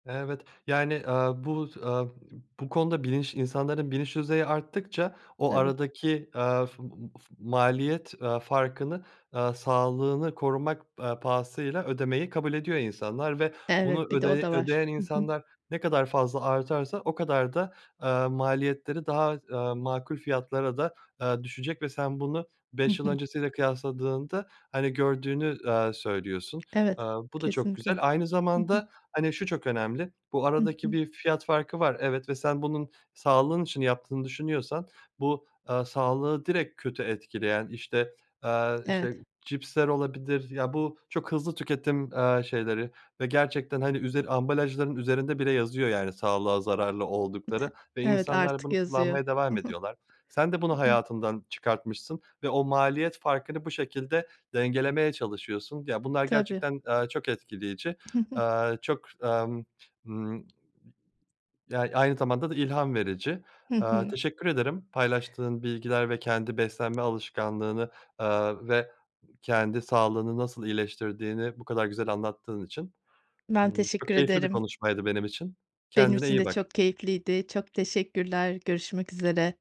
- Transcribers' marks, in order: unintelligible speech; other background noise; giggle; unintelligible speech; unintelligible speech; tapping
- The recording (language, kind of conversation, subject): Turkish, podcast, Sade ve yerel beslenme alışkanlığını nasıl benimseyebiliriz?
- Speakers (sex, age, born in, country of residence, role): female, 40-44, Turkey, Spain, guest; male, 30-34, Turkey, Germany, host